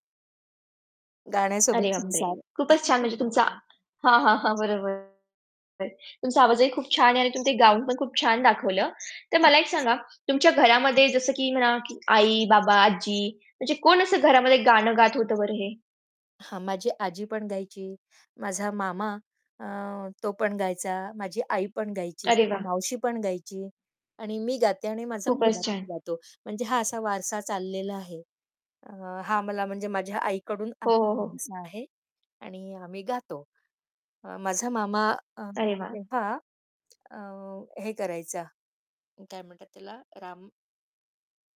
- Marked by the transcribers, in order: static; chuckle; distorted speech
- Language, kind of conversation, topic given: Marathi, podcast, कुटुंबातील गायन‑संगीताच्या वातावरणामुळे तुझी संगीताची आवड कशी घडली?